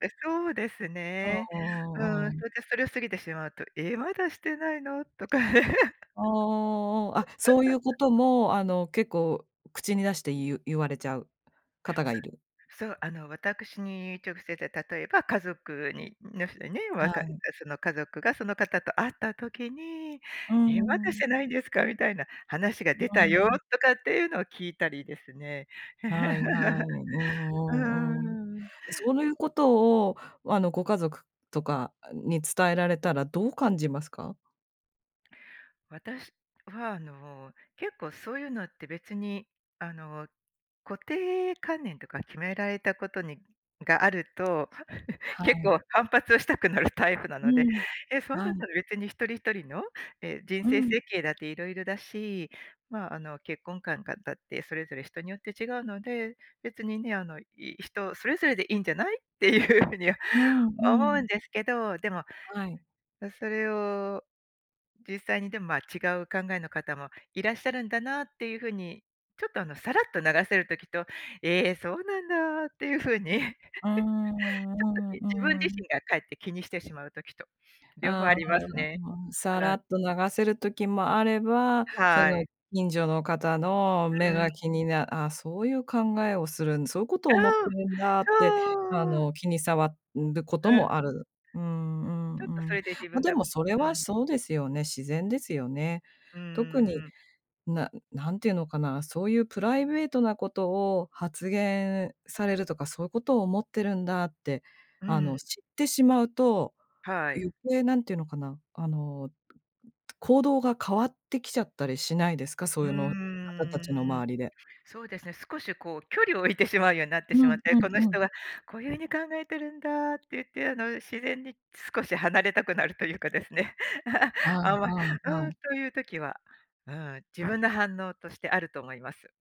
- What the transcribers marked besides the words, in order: laugh; laugh; tapping; chuckle; laughing while speaking: "結構反発をしたくなるタイプなので"; laughing while speaking: "って いう風には"; other background noise; laugh; joyful: "あ。そう"; laugh
- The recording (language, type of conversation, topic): Japanese, podcast, 周りの目を気にしてしまうのはどんなときですか？